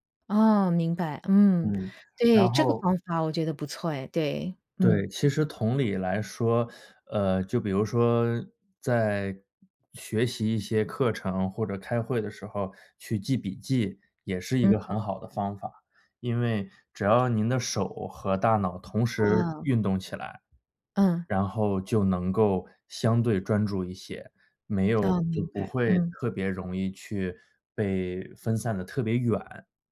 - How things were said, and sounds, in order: none
- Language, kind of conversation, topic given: Chinese, advice, 开会或学习时我经常走神，怎么才能更专注？